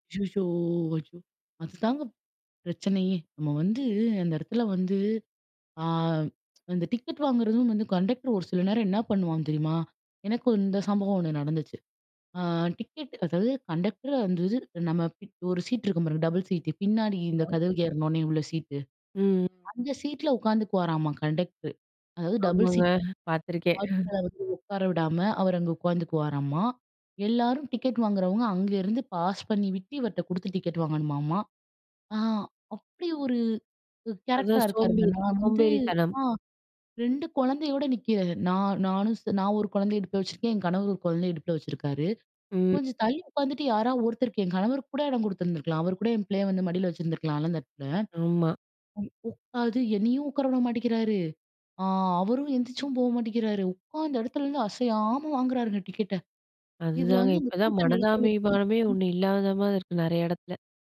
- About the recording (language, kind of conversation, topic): Tamil, podcast, உங்கள் ஊர்ப் பேருந்தில் நடந்த மறக்க முடியாத ஒரு சம்பவக் கதை இருக்கிறதா?
- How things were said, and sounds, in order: unintelligible speech; unintelligible speech; chuckle; unintelligible speech; "மனிதாமிபானமே" said as "மனதாமிபானமே"; unintelligible speech